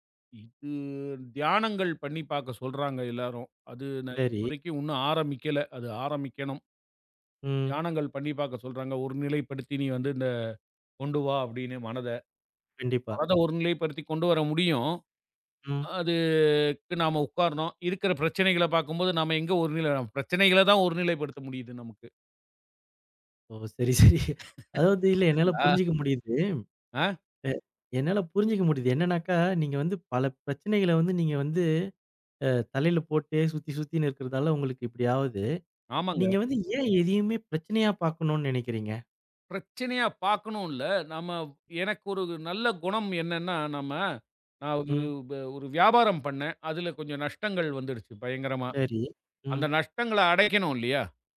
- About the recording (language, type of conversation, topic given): Tamil, podcast, இரவில் தூக்கம் வராமல் இருந்தால் நீங்கள் என்ன செய்கிறீர்கள்?
- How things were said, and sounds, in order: other noise; laughing while speaking: "சரி, சரி"; chuckle; tapping